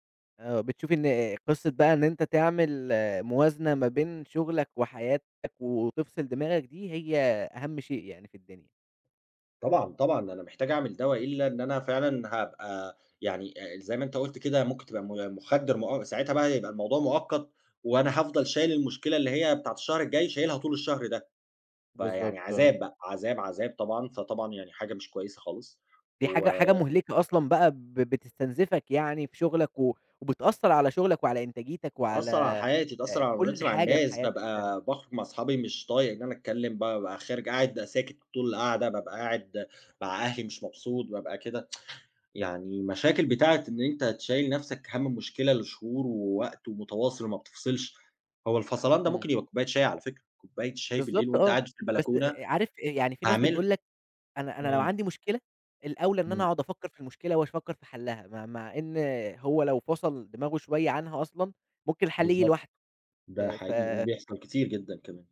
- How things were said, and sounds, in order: tapping; tsk
- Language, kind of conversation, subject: Arabic, podcast, إزاي بتفرّغ توتر اليوم قبل ما تنام؟